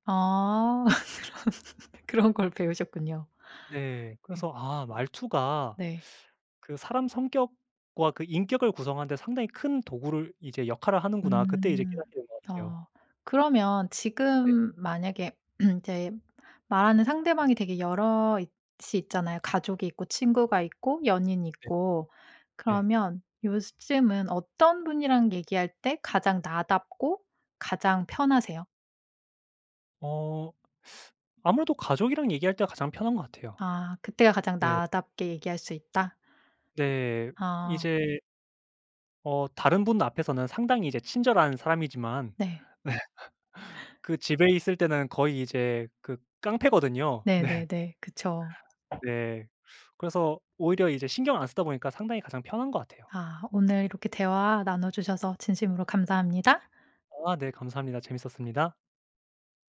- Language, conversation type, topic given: Korean, podcast, 사투리나 말투가 당신에게 어떤 의미인가요?
- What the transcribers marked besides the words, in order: laughing while speaking: "그런"; throat clearing; "요즘은" said as "요스즘은"; other background noise; laugh; laughing while speaking: "네"; tapping